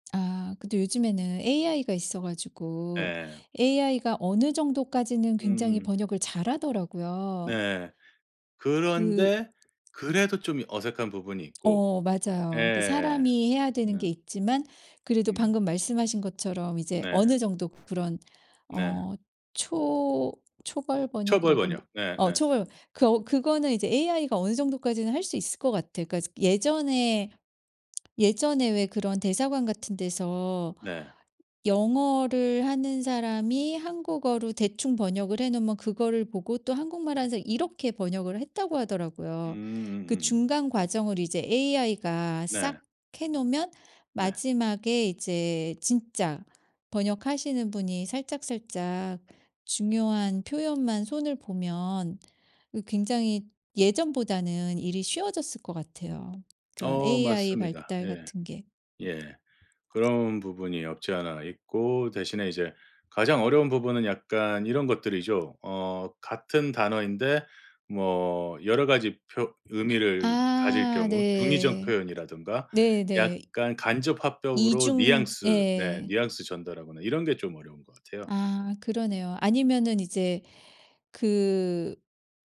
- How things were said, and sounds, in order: tapping; other background noise
- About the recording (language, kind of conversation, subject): Korean, podcast, 다국어 자막이 글로벌 인기 확산에 어떤 영향을 미쳤나요?